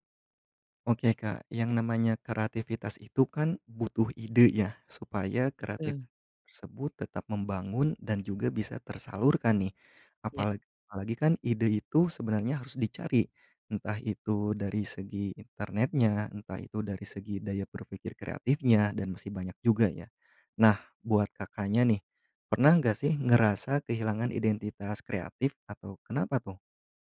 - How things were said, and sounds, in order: none
- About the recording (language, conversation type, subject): Indonesian, podcast, Pernahkah kamu merasa kehilangan identitas kreatif, dan apa penyebabnya?